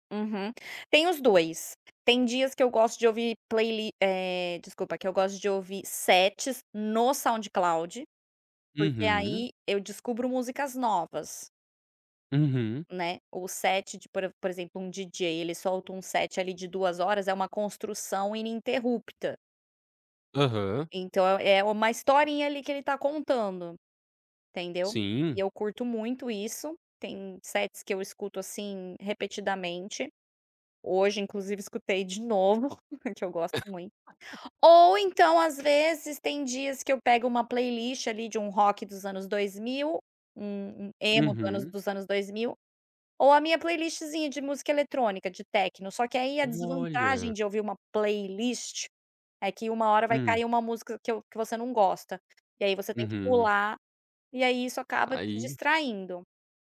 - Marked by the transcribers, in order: chuckle; laugh
- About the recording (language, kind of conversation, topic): Portuguese, podcast, Como a internet mudou a forma de descobrir música?